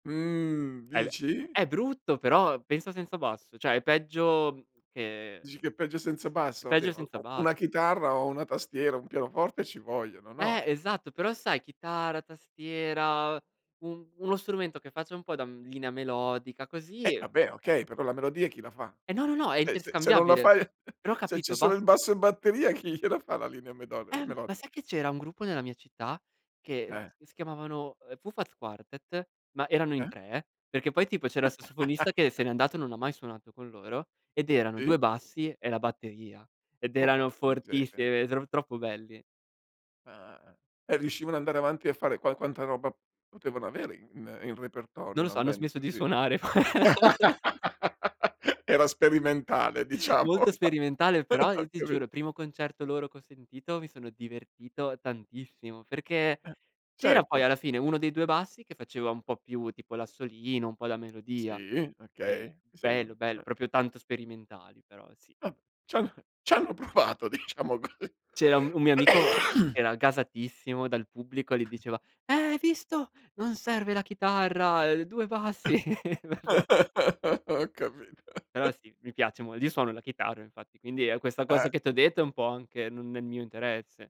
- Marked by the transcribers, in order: "cioè" said as "ceh"; "chitarra" said as "chitara"; other background noise; "Cioè" said as "ceh"; chuckle; laughing while speaking: "chi"; tapping; laugh; unintelligible speech; laughing while speaking: "suonare poi"; laugh; laughing while speaking: "diciamo. Ho capi"; laugh; "proprio" said as "propio"; laughing while speaking: "c'hanno provato diciamo così"; cough; put-on voice: "Eh hai visto, non serve la chitarra"; other noise; laugh; put-on voice: "due bassi"; laughing while speaking: "Ho capito"; chuckle; unintelligible speech; chuckle
- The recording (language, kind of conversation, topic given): Italian, podcast, Ti va di raccontarmi di un concerto che ti ha cambiato?